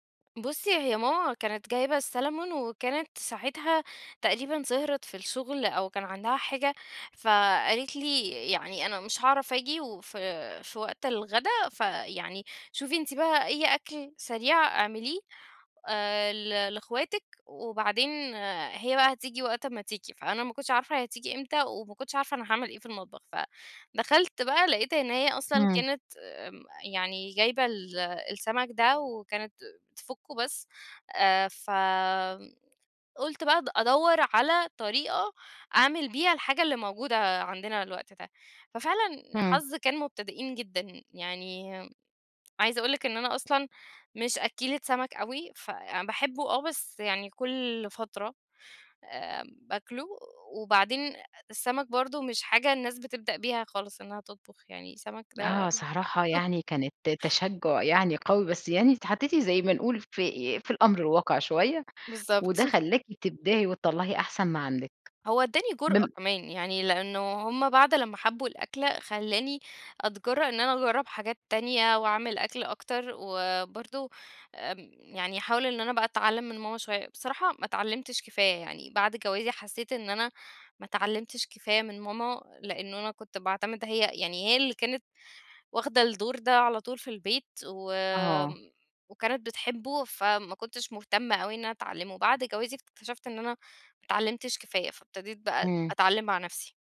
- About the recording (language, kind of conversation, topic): Arabic, podcast, شو الأدوات البسيطة اللي بتسهّل عليك التجريب في المطبخ؟
- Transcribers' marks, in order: laugh; unintelligible speech